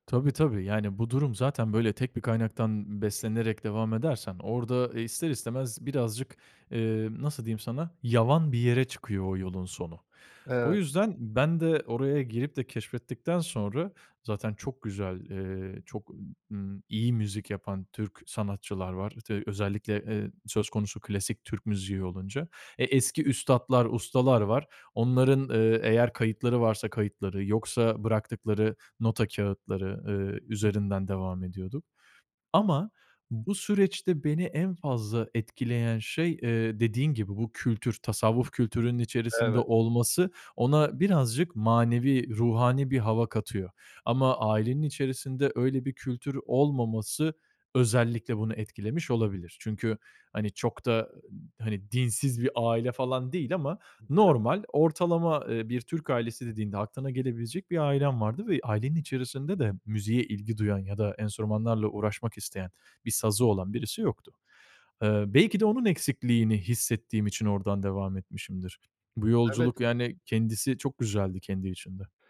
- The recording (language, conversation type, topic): Turkish, podcast, Kendi müzik tarzını nasıl keşfettin?
- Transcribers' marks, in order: unintelligible speech